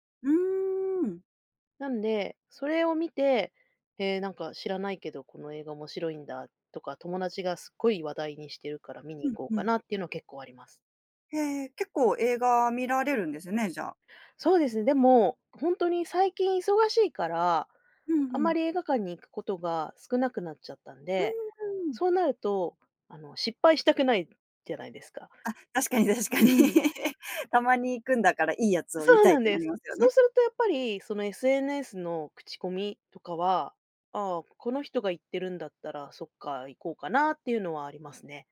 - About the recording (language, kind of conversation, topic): Japanese, podcast, 普段、SNSの流行にどれくらい影響されますか？
- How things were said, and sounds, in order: laugh